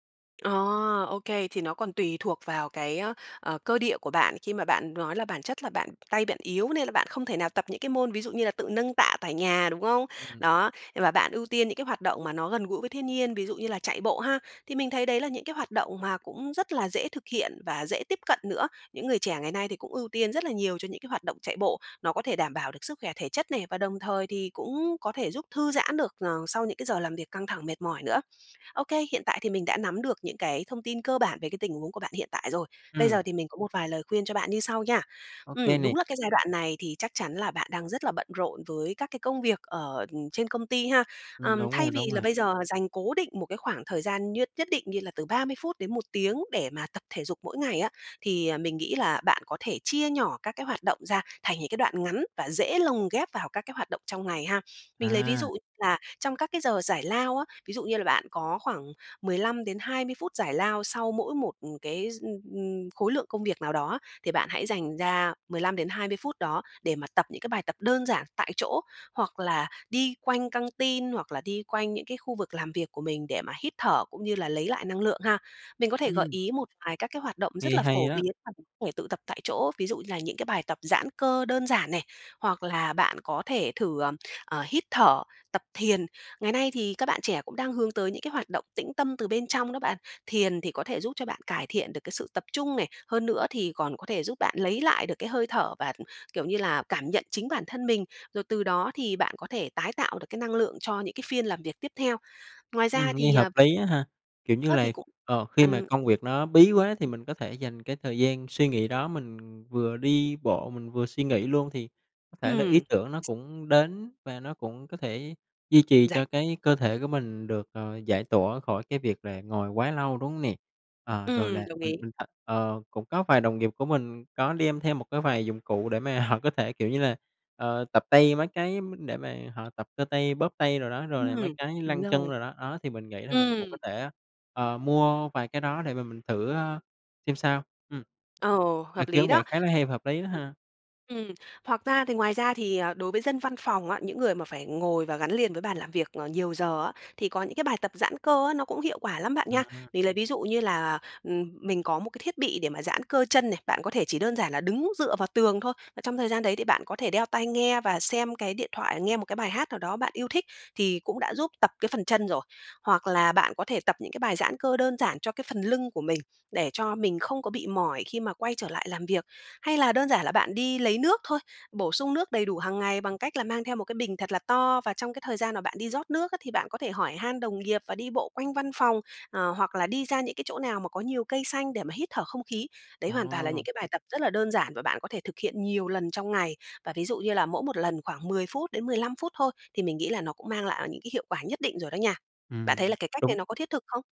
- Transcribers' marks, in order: tapping; unintelligible speech; unintelligible speech; unintelligible speech; sneeze; other background noise; laughing while speaking: "họ"
- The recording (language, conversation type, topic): Vietnamese, advice, Làm thế nào để sắp xếp tập thể dục hằng tuần khi bạn quá bận rộn với công việc?